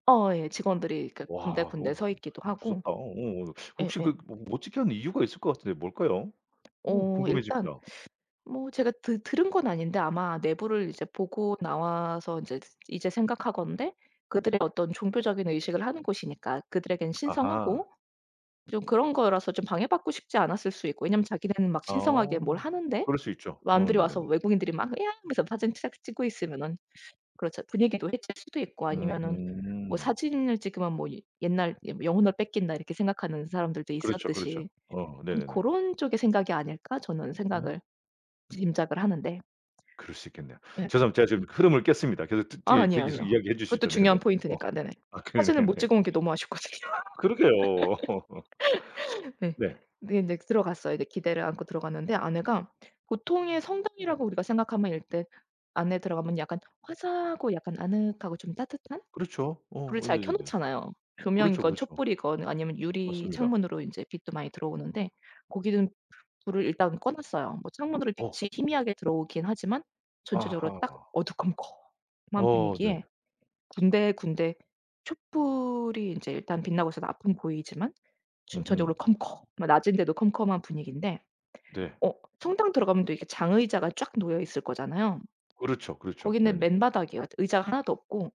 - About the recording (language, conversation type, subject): Korean, podcast, 잊지 못할 여행 경험이 하나 있다면 소개해주실 수 있나요?
- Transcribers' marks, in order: other background noise; tapping; swallow; laughing while speaking: "아쉽거든요"; laugh